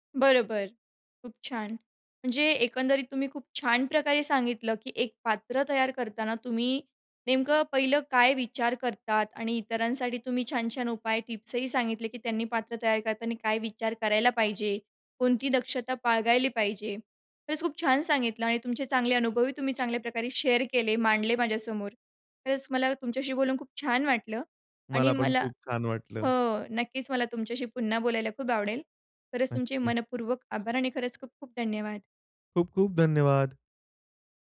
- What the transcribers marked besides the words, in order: in English: "शेअर"
- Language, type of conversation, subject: Marathi, podcast, पात्र तयार करताना सर्वात आधी तुमच्या मनात कोणता विचार येतो?